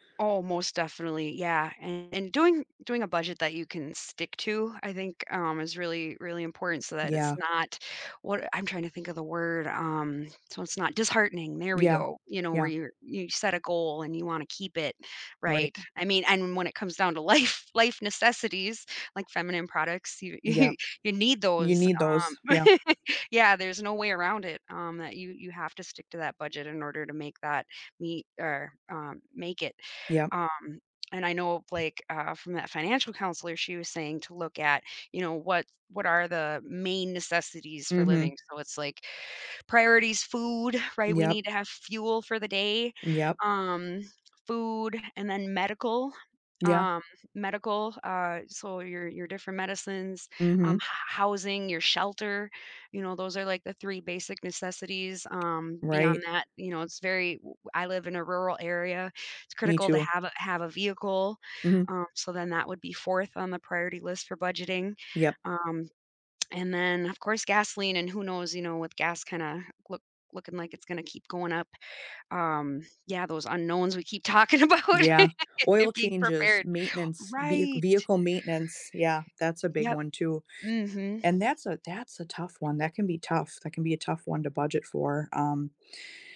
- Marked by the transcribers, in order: other background noise; laughing while speaking: "life life"; laughing while speaking: "you"; laugh; tapping; lip smack; laughing while speaking: "talking about being prepared"; laugh
- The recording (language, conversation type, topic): English, unstructured, How can I create the simplest budget?